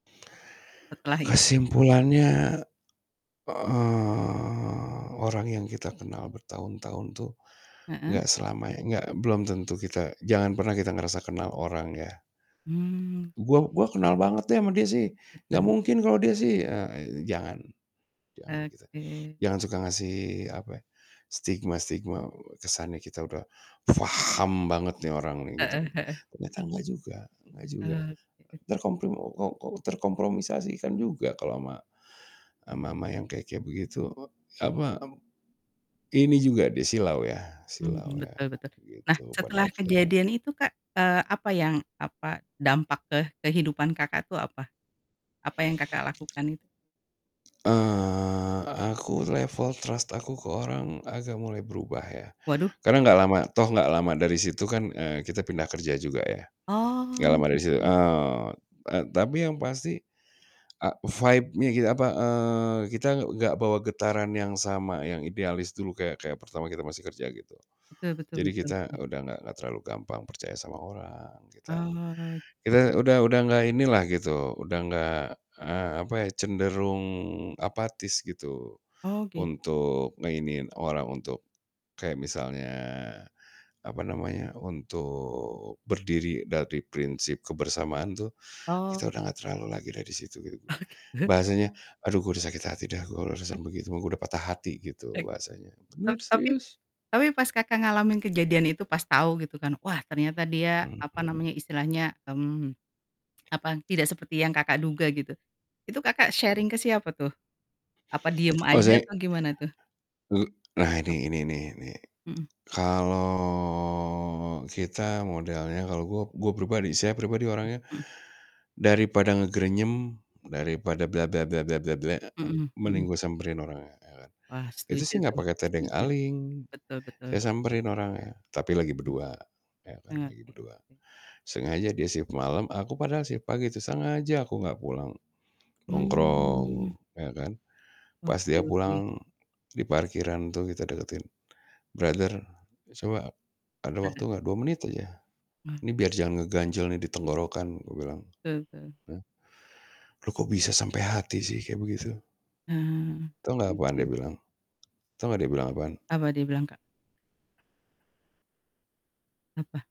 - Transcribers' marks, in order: tapping; drawn out: "eee"; distorted speech; in English: "level trust"; in English: "vibe-nya"; laughing while speaking: "Oh, gitu"; "urusan" said as "urusasan"; other noise; other background noise; in English: "sharing"; drawn out: "kalau"; in English: "Brother"
- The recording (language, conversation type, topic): Indonesian, podcast, Pernahkah kamu mengalami momen yang mengubah cara pandangmu tentang hidup?